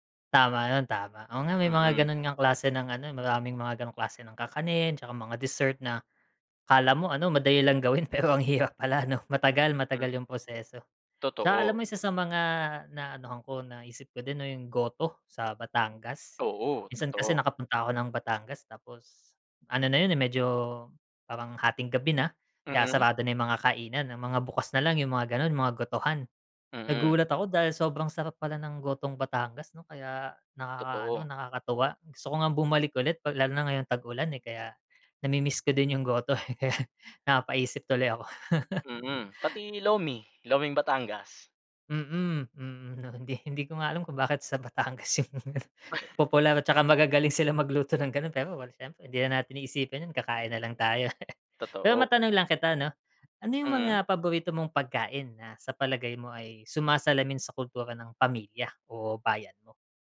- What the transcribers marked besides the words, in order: chuckle; laughing while speaking: "'no. Hindi hindi ko nga alam kung bakit sa Batangas yung"; chuckle; tapping; chuckle
- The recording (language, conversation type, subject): Filipino, unstructured, Ano ang papel ng pagkain sa ating kultura at pagkakakilanlan?